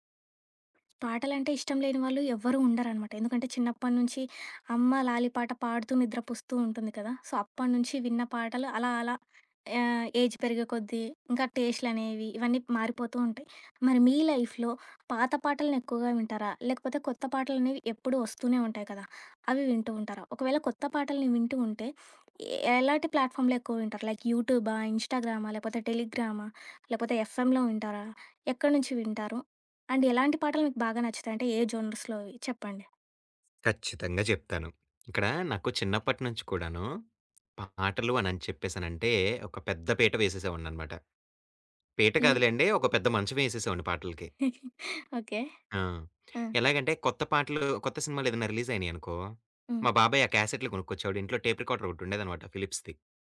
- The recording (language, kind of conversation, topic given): Telugu, podcast, కొత్త పాటలను సాధారణంగా మీరు ఎక్కడి నుంచి కనుగొంటారు?
- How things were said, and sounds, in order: other background noise; in English: "సో"; in English: "ఏజ్"; in English: "లైఫ్‌లో"; in English: "ప్లాట్‌ఫారమ్‌లో"; in English: "లైక్"; in English: "ఎఫ్ఎం‌లో"; in English: "అండ్"; in English: "జోనర్స్‌లో‌వీ"; giggle; tapping; in English: "రిలీజ్"; in English: "ఫిలిప్స్‌ది"